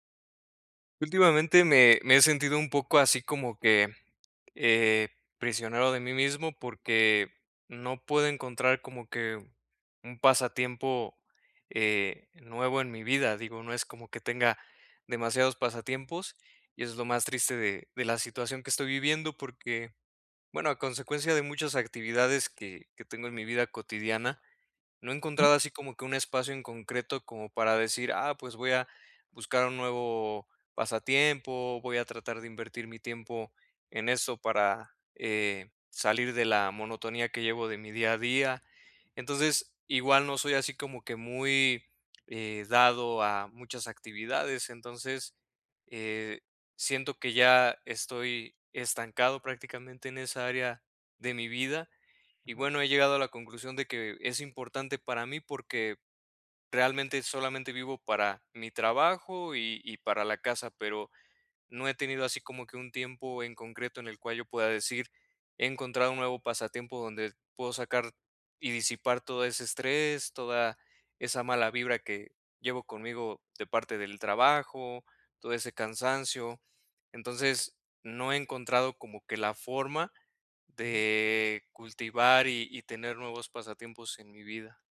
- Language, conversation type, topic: Spanish, advice, ¿Cómo puedo encontrar tiempo cada semana para mis pasatiempos?
- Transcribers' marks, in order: none